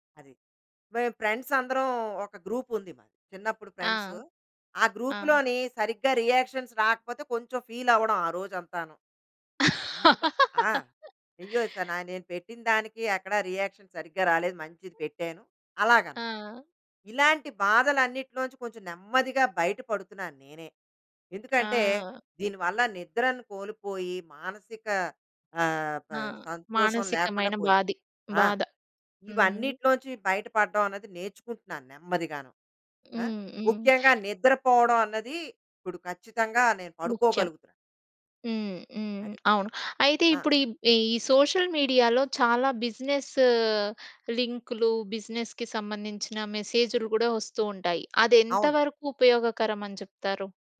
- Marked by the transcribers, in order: in English: "ఫ్రెండ్స్"; in English: "గ్రూప్"; in English: "గ్రూప్‌లోని"; in English: "రియాక్షన్స్"; in English: "ఫీల్"; laugh; in English: "రియాక్షన్"; in English: "సోషల్ మీడియాలో"; in English: "బిజినెస్"; in English: "బిజినెస్‌కి"
- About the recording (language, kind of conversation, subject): Telugu, podcast, సోషల్ మీడియా మీ జీవితాన్ని ఎలా మార్చింది?